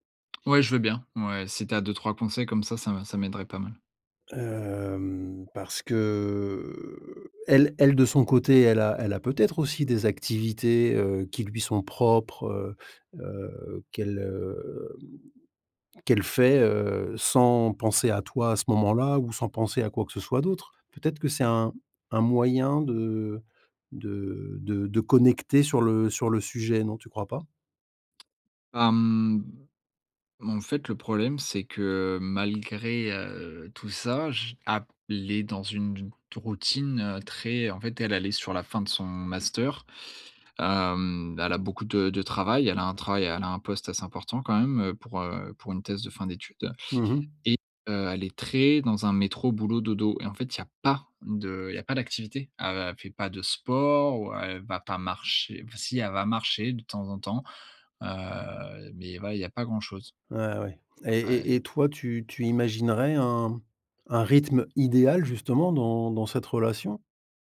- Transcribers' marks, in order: drawn out: "Hem"; drawn out: "que"; drawn out: "heu"; tapping; drawn out: "heu"; stressed: "idéal"
- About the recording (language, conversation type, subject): French, advice, Comment gérer ce sentiment d’étouffement lorsque votre partenaire veut toujours être ensemble ?